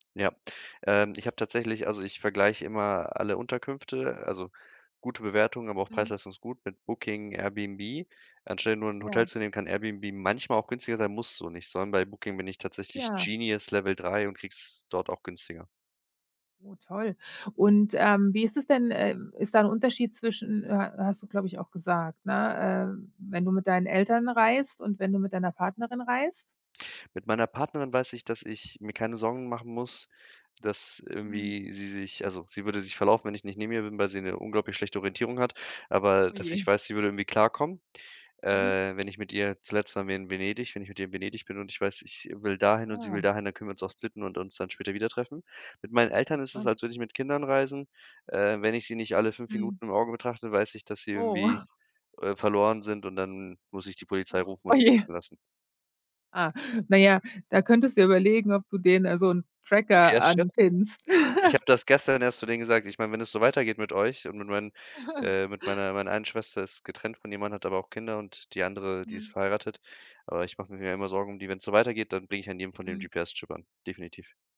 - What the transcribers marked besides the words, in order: put-on voice: "Genius"; tapping; snort; unintelligible speech; unintelligible speech; giggle; giggle
- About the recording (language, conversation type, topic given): German, podcast, Was ist dein wichtigster Reisetipp, den jeder kennen sollte?